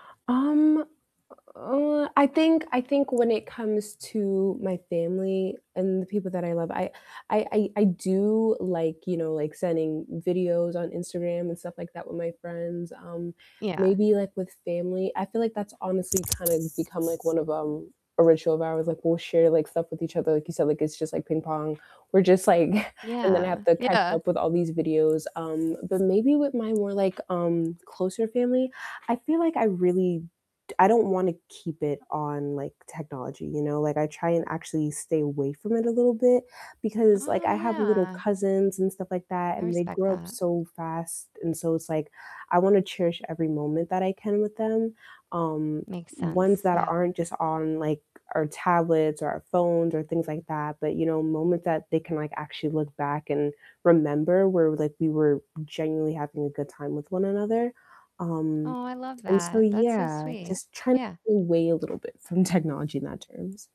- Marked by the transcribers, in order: tapping; distorted speech; other background noise; chuckle; laughing while speaking: "technology"
- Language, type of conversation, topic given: English, unstructured, How have your traditions with family and friends evolved with technology and changing norms to stay connected?
- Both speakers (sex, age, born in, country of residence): female, 20-24, United States, United States; female, 45-49, United States, United States